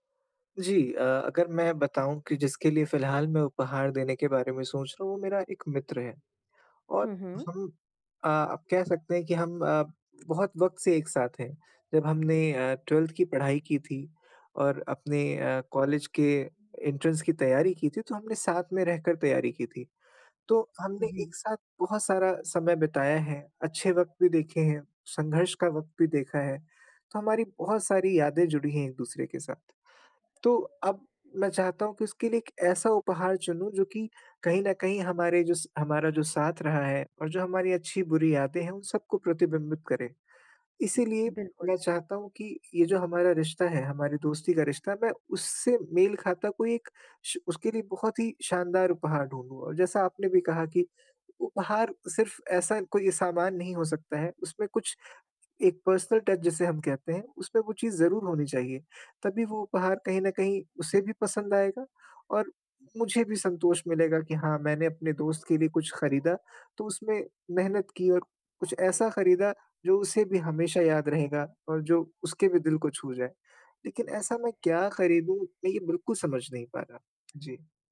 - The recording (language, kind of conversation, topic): Hindi, advice, उपहार के लिए सही विचार कैसे चुनें?
- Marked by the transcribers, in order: in English: "ट्वेल्थ"; in English: "एंट्रेंस"; in English: "पर्सनल टच"